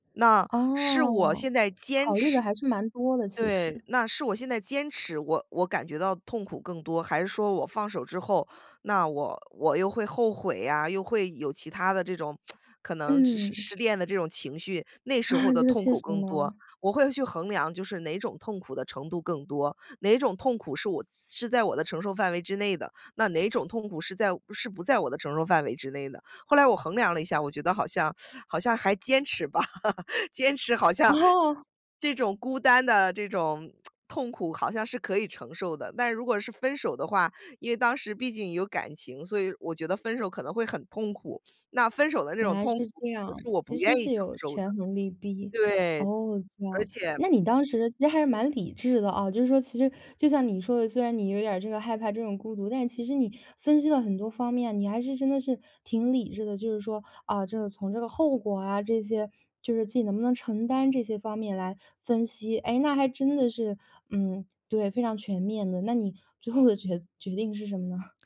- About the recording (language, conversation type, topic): Chinese, podcast, 什么时候该坚持，什么时候该放手？
- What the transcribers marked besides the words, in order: lip smack; laugh; teeth sucking; laughing while speaking: "持吧"; surprised: "哦！"; laugh; lip smack; other background noise; laughing while speaking: "最后的决"; chuckle